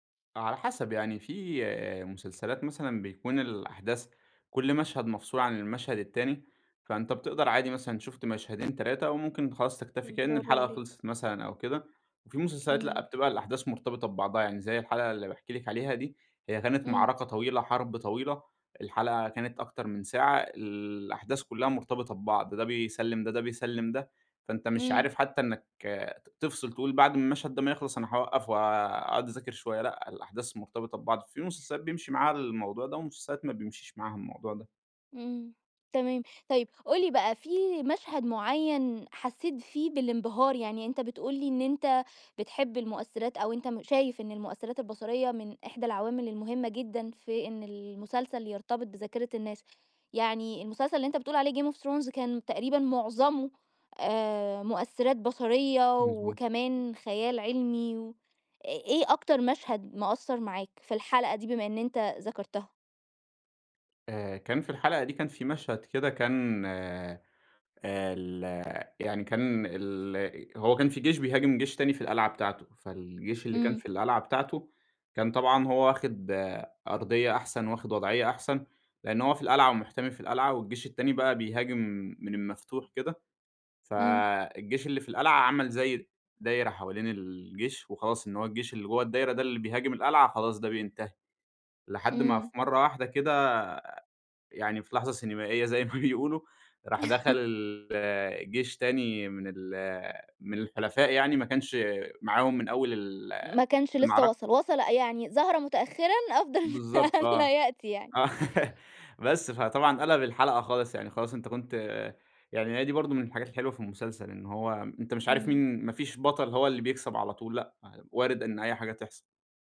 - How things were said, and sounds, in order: other background noise; in English: "Game of Thrones"; chuckle; laughing while speaking: "زي ما بيقولوا"; tapping; laughing while speaking: "أفضل من الّا يأتي يعني"; laughing while speaking: "آه"
- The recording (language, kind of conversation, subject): Arabic, podcast, ليه بعض المسلسلات بتشدّ الناس ومبتخرجش من بالهم؟